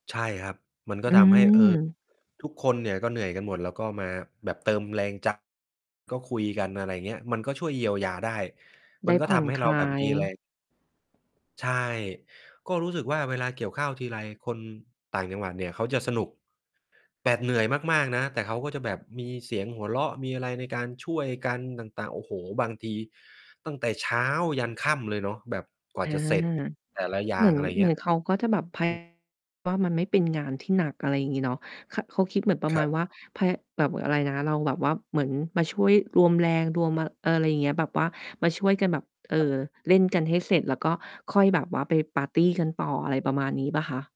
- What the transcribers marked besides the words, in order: other background noise; distorted speech; stressed: "เช้า"
- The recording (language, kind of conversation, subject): Thai, podcast, เวลาหมดแรง คุณเติมพลังยังไงบ้าง?